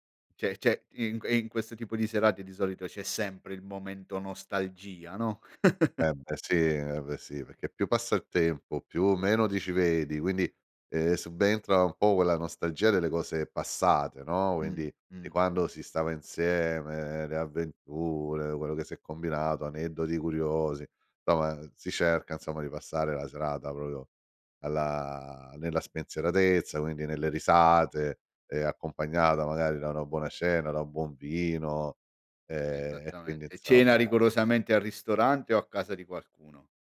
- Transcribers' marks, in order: "Cioè" said as "ceh"; chuckle; "insomma" said as "nsomma"; drawn out: "e"
- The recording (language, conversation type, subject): Italian, podcast, Qual è la tua idea di una serata perfetta dedicata a te?